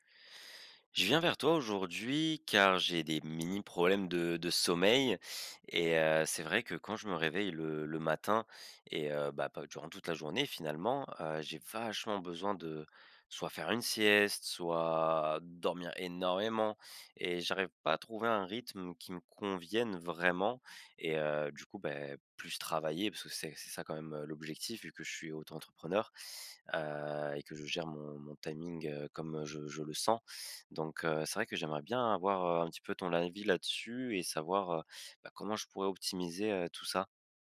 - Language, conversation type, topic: French, advice, Comment puis-je optimiser mon énergie et mon sommeil pour travailler en profondeur ?
- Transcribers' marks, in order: unintelligible speech; stressed: "vachement"